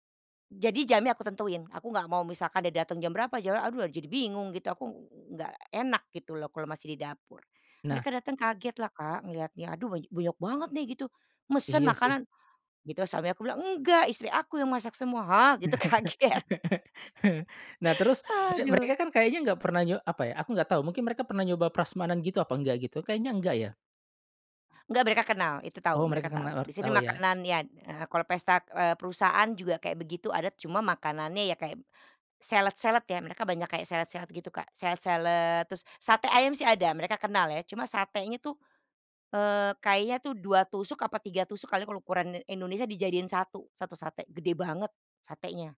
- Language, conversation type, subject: Indonesian, podcast, Bisakah kamu menceritakan momen saat berbagi makanan dengan penduduk setempat?
- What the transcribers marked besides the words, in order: "banyak" said as "bunyok"; laugh; laughing while speaking: "kaget"; tapping